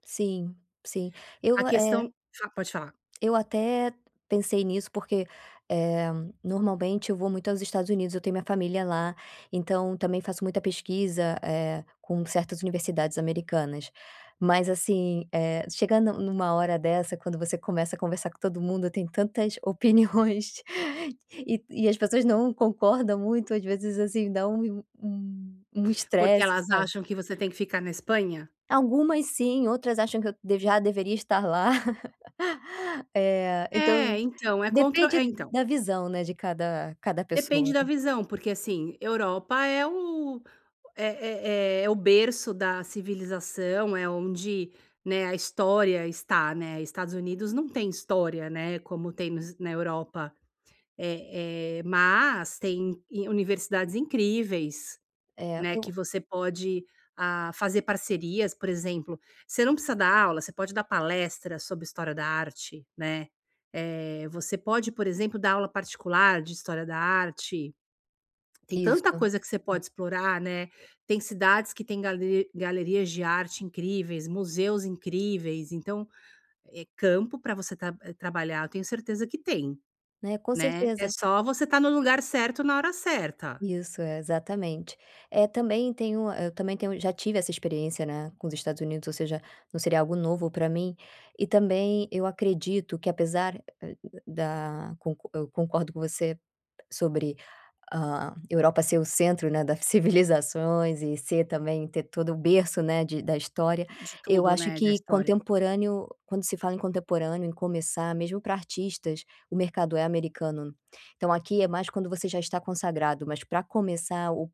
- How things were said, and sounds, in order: laugh; unintelligible speech
- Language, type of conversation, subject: Portuguese, advice, Como posso lidar com a incerteza durante uma grande transição?